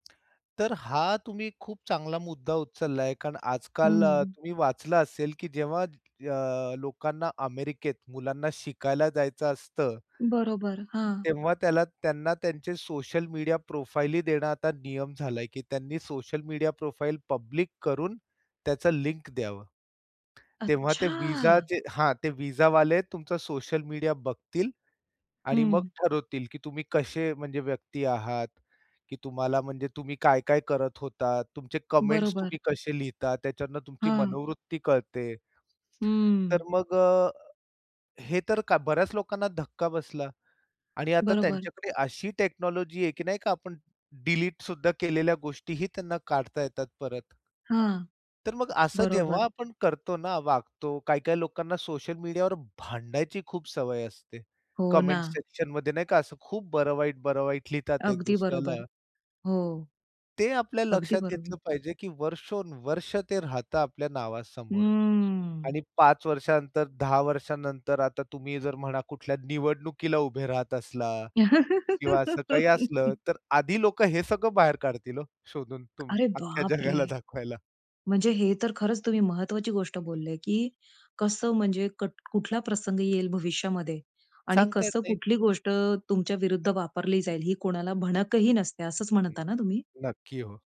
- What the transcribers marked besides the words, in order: tapping; in English: "प्रोफाइल"; in English: "प्रोफाइल पब्लिक"; other noise; surprised: "अच्छा"; in English: "कमेंट्स"; in English: "टेक्नॉलॉजी"; in English: "कमेंट्स"; drawn out: "हं"; laugh; laughing while speaking: "अख्ख्या जगाला दाखवायला"
- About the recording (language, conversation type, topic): Marathi, podcast, आपण अति शेअरिंग आणि गोपनीयता यांत योग्य तो समतोल कसा साधता?